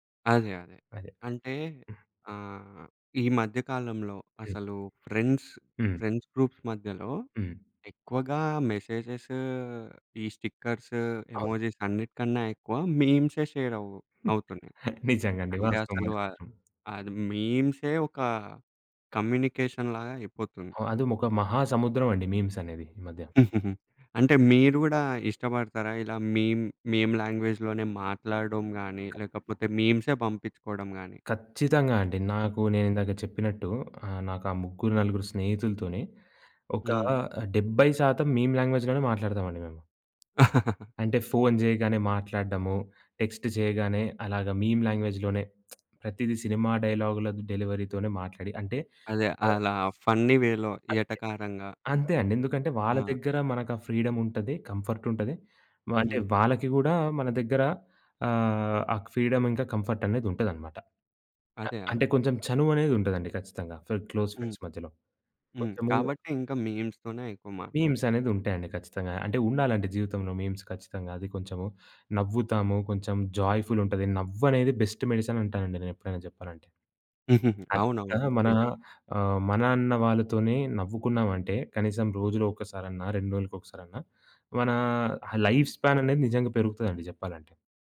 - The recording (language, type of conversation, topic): Telugu, podcast, టెక్స్ట్ vs వాయిస్ — ఎప్పుడు ఏదాన్ని ఎంచుకుంటారు?
- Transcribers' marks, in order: tapping; in English: "ఫ్రెండ్స్ ఫ్రెండ్స్ గ్రూప్స్"; in English: "మెసేజెస్"; in English: "స్టిక్కర్స్ ఎమోజిస్"; giggle; in English: "కమ్యూనికేషన్‌లాగా"; giggle; in English: "మీమ్ మీమ్ లాంగ్వేజ్‌లోనే"; other background noise; in English: "మీమ్ లాంగ్వేజ్‌లోనే"; chuckle; in English: "టెక్స్ట్"; in English: "మీమ్ లాంగ్వేజ్‌లోనే"; lip smack; in English: "డెలివరీతోనే"; in English: "ఫన్నీ వేలో"; in English: "ఫ్రీడమ్"; in English: "క్లోజ్ ఫ్రెండ్స్"; in English: "మీమ్స్‌తోనే"; in English: "మీమ్స్"; in English: "బెస్ట్ మెడిసిన్"; giggle; in English: "లైఫ్"